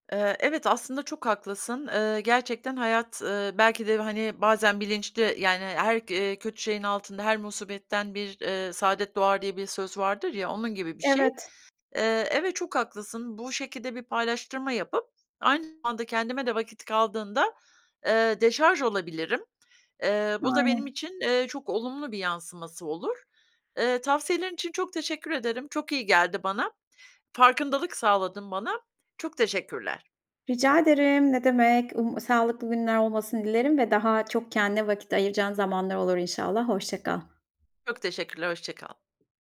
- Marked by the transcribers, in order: other background noise
- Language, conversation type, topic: Turkish, advice, Dinlenirken neden suçluluk duyuyorum?